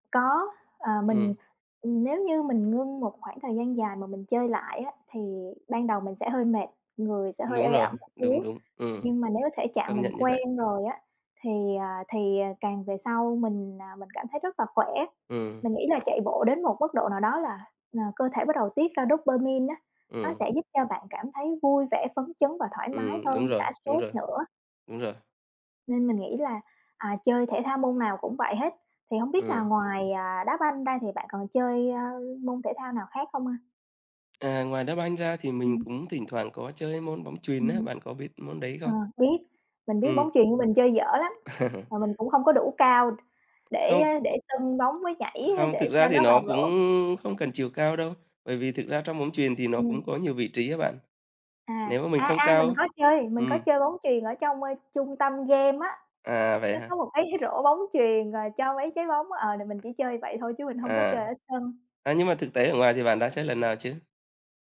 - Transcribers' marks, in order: other background noise; tapping; in English: "dopamine"; laugh; laughing while speaking: "cái"
- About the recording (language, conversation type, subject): Vietnamese, unstructured, Những yếu tố nào bạn cân nhắc khi chọn một môn thể thao để chơi?